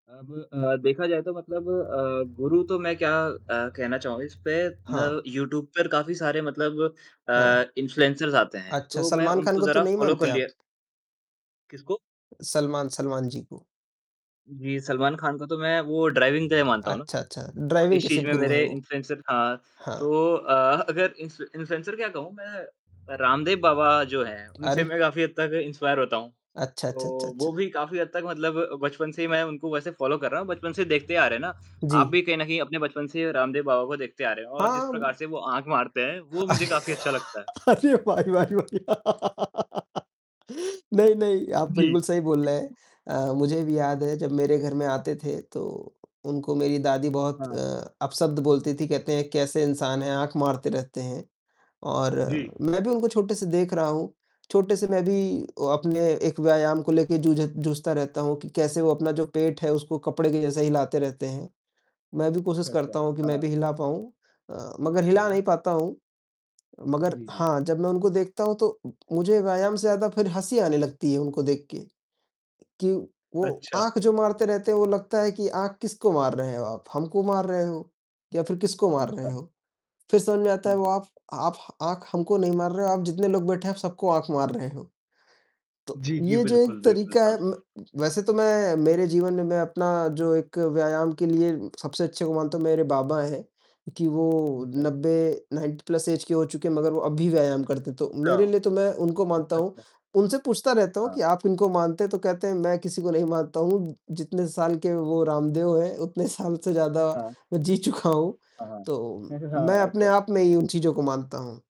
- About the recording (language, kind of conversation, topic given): Hindi, unstructured, जब काम बहुत ज़्यादा हो जाता है, तो आप तनाव से कैसे निपटते हैं?
- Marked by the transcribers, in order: static; mechanical hum; in English: "इन्फ्लुएंसर्स"; distorted speech; in English: "फॉलो"; tapping; in English: "ड्राइविंग"; in English: "ड्राइविंग"; in English: "इन्फ्लुएंसर"; laughing while speaking: "अगर"; in English: "इन्फ्लु इन्फ्लुएंसर"; in English: "इंस्पायर"; in English: "फॉलो"; laugh; laughing while speaking: "अरे भाई, भाई, भाई, नहीं, नहीं"; laugh; other background noise; in English: "नाइन्टी प्लस ऐज"; laughing while speaking: "नहीं मानता"; laughing while speaking: "साल"; laughing while speaking: "मैं जी चुका हूँ"; chuckle